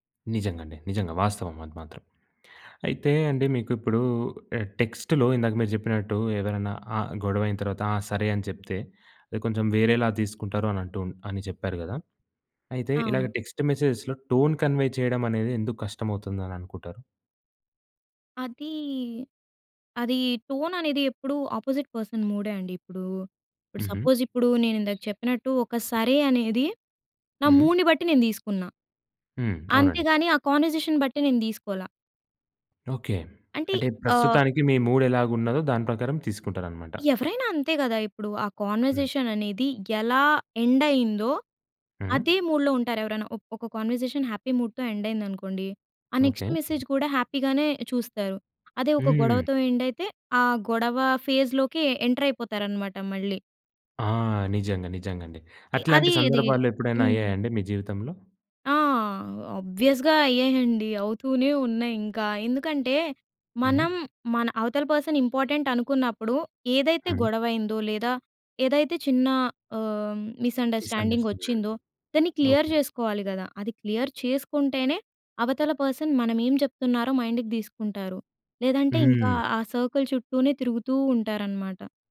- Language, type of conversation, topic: Telugu, podcast, ఆన్‌లైన్ సందేశాల్లో గౌరవంగా, స్పష్టంగా మరియు ధైర్యంగా ఎలా మాట్లాడాలి?
- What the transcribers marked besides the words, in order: in English: "టెక్స్ట్‌లో"; in English: "టెక్స్ట్ మెసేజెస్‍లో టోన్ కన్వే"; in English: "టోన్"; in English: "ఆపోజిట్ పర్సన్"; in English: "సపోజ్"; in English: "మూడ్‌ని"; in English: "కాన్వర్సేషన్"; in English: "మూడ్"; in English: "కన్వర్జేషన్"; in English: "ఎండ్"; in English: "మూడ్‌లో"; in English: "కన్వర్జేషన్ హ్యాపీ మూడ్‍తో ఎండ్"; in English: "నెక్స్ట్ మెసేజ్"; other background noise; in English: "హ్యాపీగానే"; in English: "ఎండ్"; in English: "ఫేజ్‍లోకి ఎ ఎంటర్"; in English: "ఆబ్వియస్‌గా"; in English: "పర్సన్ ఇంపార్టెంట్"; in English: "మిస్ అండర్‌స్టాండింగ్"; in English: "మిస్అండర్‌స్టాడింగ్"; in English: "క్లియర్"; in English: "క్లియర్"; in English: "పర్సన్"; in English: "మైండ్‍కి"; in English: "సర్కిల్"